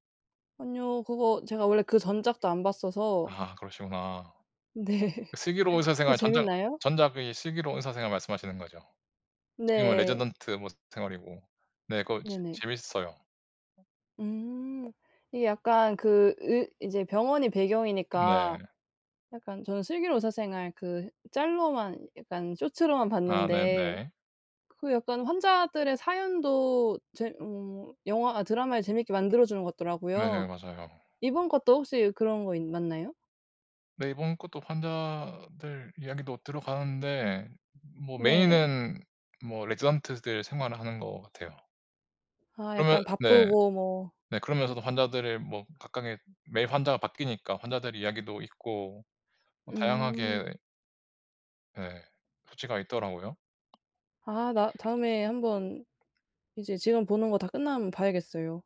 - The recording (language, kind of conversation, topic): Korean, unstructured, 최근에 본 영화나 드라마 중 추천하고 싶은 작품이 있나요?
- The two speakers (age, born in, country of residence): 20-24, South Korea, Portugal; 30-34, South Korea, Portugal
- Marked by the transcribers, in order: laughing while speaking: "네"; other background noise; tapping